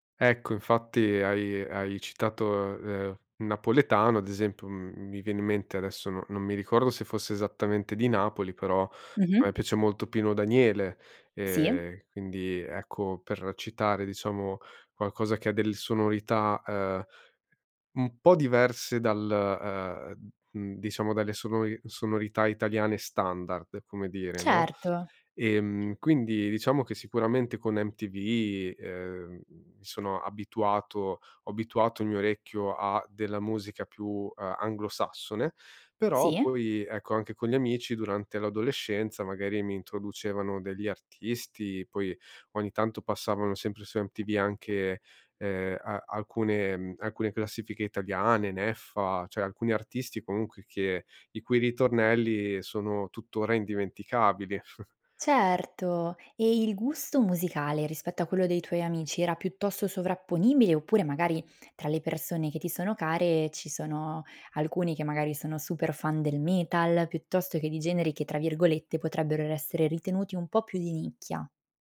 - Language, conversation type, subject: Italian, podcast, Che ruolo hanno gli amici nelle tue scoperte musicali?
- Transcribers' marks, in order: "esempio" said as "esempo"; inhale; "cioè" said as "ceh"; giggle